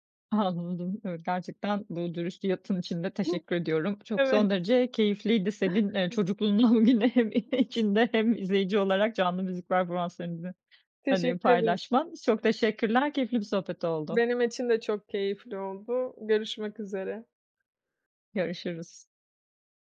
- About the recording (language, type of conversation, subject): Turkish, podcast, Canlı müzik deneyimleri müzik zevkini nasıl etkiler?
- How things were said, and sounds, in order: laughing while speaking: "Anladım"; other noise; laughing while speaking: "bugüne hem içinde hem izleyici"; other background noise